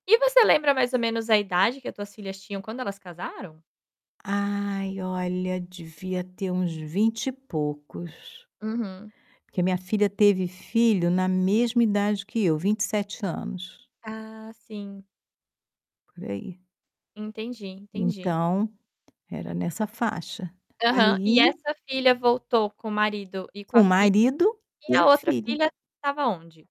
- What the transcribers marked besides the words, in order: static; tapping; distorted speech
- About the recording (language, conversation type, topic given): Portuguese, podcast, Como as famílias lidam quando os filhos adultos voltam a morar em casa?